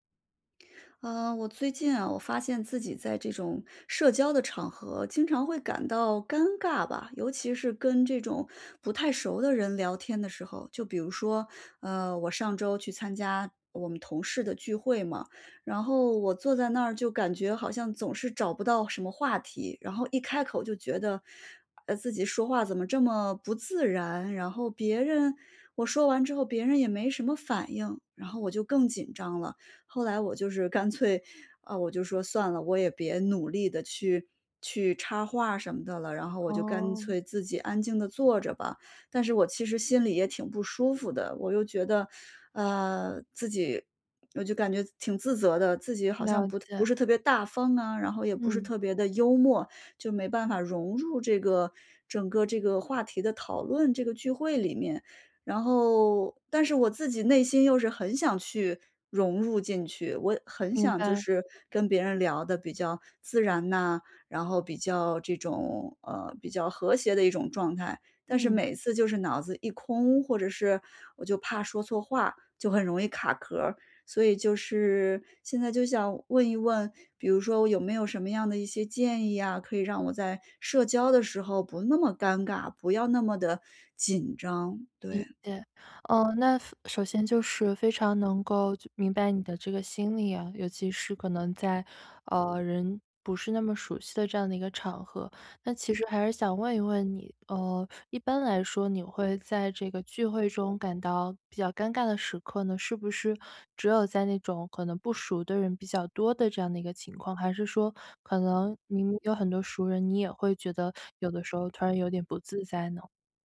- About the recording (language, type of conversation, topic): Chinese, advice, 在聚会中我该如何缓解尴尬气氛？
- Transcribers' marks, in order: other background noise; teeth sucking